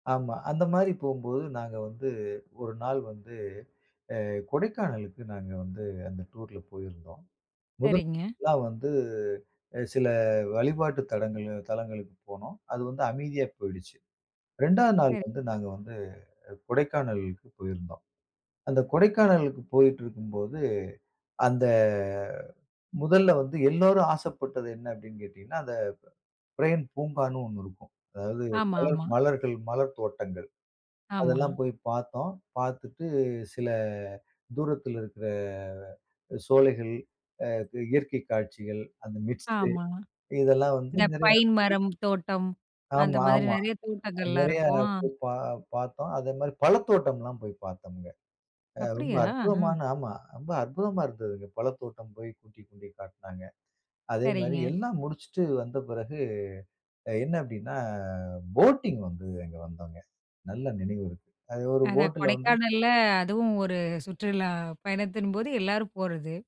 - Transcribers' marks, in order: in English: "மிஸ்ட்"; other background noise
- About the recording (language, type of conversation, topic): Tamil, podcast, பயணத்தின் போது உங்களுக்கு நடந்த மறக்கமுடியாத சம்பவம் என்ன?